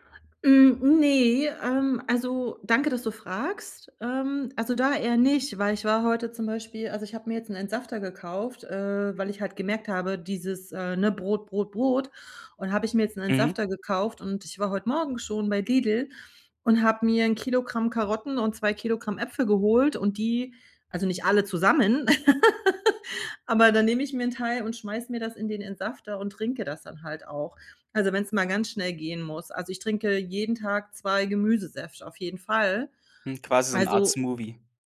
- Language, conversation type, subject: German, advice, Wie kann ich nach der Arbeit trotz Müdigkeit gesunde Mahlzeiten planen, ohne überfordert zu sein?
- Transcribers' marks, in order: laugh